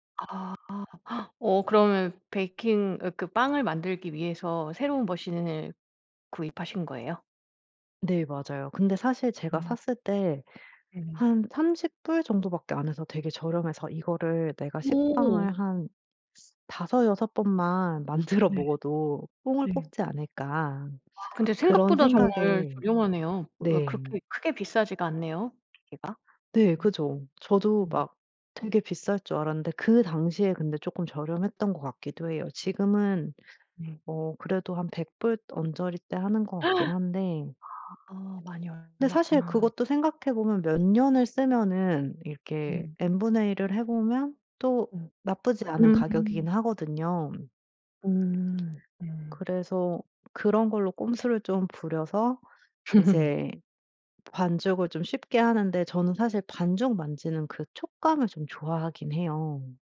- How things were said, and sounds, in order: other background noise; laughing while speaking: "만들어"; tapping
- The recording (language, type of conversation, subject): Korean, podcast, 요리할 때 가장 즐거운 순간은 언제인가요?